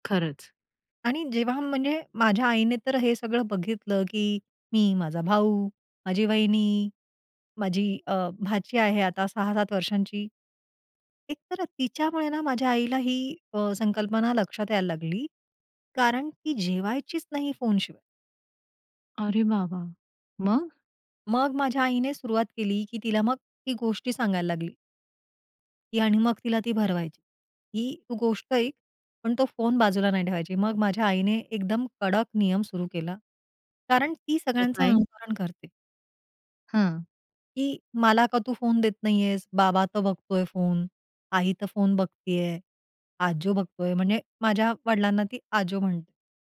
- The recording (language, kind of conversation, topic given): Marathi, podcast, कुटुंबीय जेवणात मोबाईल न वापरण्याचे नियम तुम्ही कसे ठरवता?
- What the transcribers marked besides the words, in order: other background noise